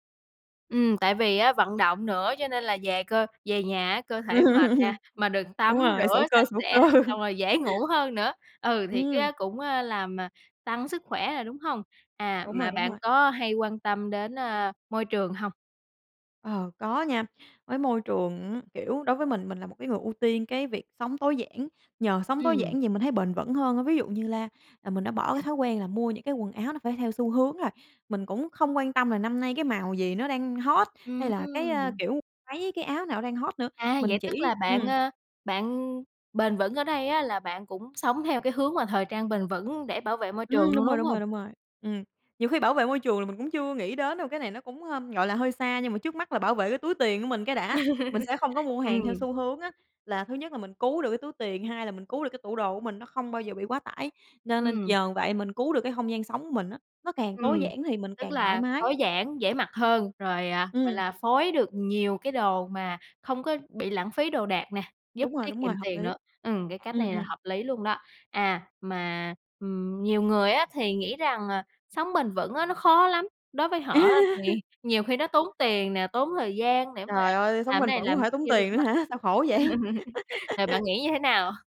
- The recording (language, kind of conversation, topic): Vietnamese, podcast, Bạn có lời khuyên nào để sống bền vững hơn mỗi ngày không?
- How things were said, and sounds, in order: other background noise; laugh; tapping; laughing while speaking: "cơ"; laugh; laugh; laugh; laughing while speaking: "vậy?"; laugh